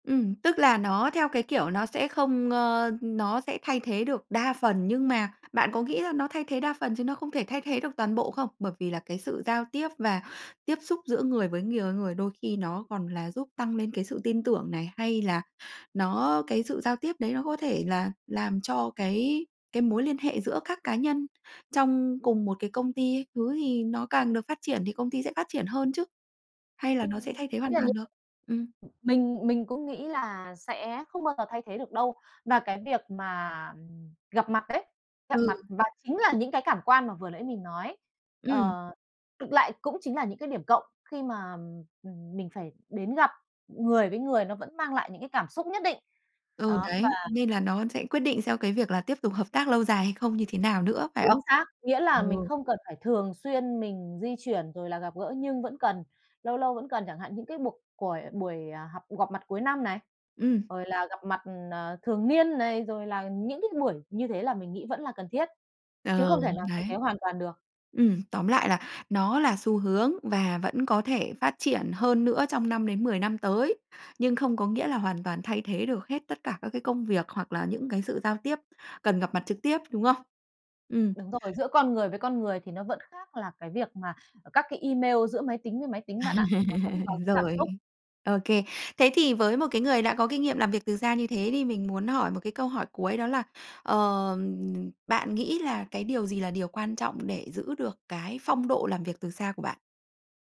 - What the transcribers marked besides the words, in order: tapping; other background noise; laugh
- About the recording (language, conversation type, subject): Vietnamese, podcast, Làm việc từ xa có còn là xu hướng lâu dài không?